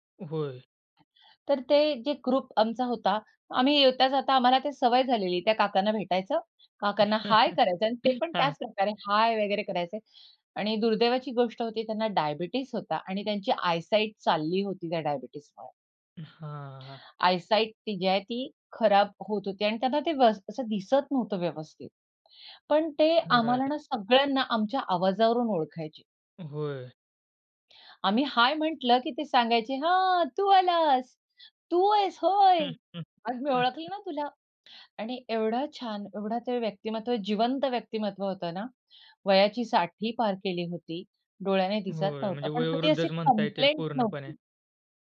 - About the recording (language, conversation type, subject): Marathi, podcast, वयोवृद्ध लोकांचा एकटेपणा कमी करण्याचे प्रभावी मार्ग कोणते आहेत?
- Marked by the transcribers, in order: other background noise; chuckle; in English: "आय साइट"; drawn out: "हां"; in English: "आयसाइट"; tapping; put-on voice: "हां, तू आलास. तू आहेस होय. अरे, मी ओळखलं ना तुला"; laugh; in English: "कंप्लेंट"